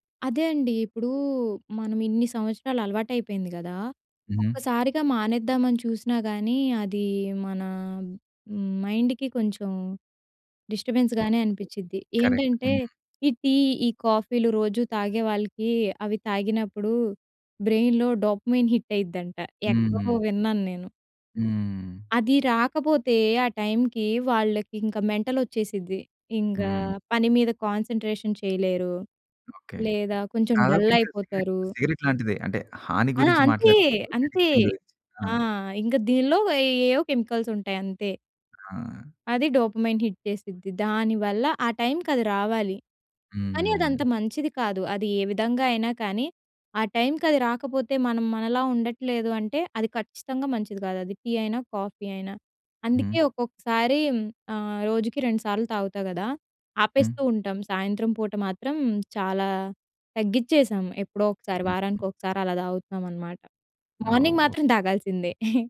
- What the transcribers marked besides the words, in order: in English: "మైండ్‍కి"; in English: "డిస్టర్బెన్స్"; other background noise; in English: "కరెక్ట్"; in English: "బ్రెయిన్‌లో డోపమైన్ హిట్"; in English: "మెంటల్"; in English: "కాన్సంట్రేషన్"; in English: "డల్"; in English: "అడిక్షన్"; in English: "కెమికల్స్"; in English: "డోపమైన్ హిట్"; in English: "మార్నింగ్"; chuckle
- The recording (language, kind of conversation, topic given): Telugu, podcast, కాఫీ లేదా టీ తాగే విషయంలో మీరు పాటించే అలవాట్లు ఏమిటి?